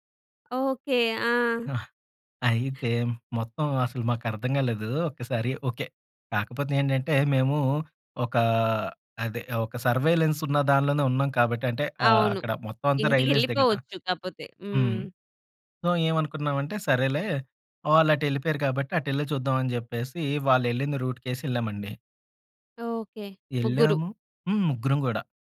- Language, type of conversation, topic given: Telugu, podcast, ప్రయాణంలో తప్పిపోయి మళ్లీ దారి కనిపెట్టిన క్షణం మీకు ఎలా అనిపించింది?
- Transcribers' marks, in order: in English: "సర్వేలెన్స్"; in English: "రైల్వేస్‌దే"; in English: "సో"; in English: "రూట్‌కేసి"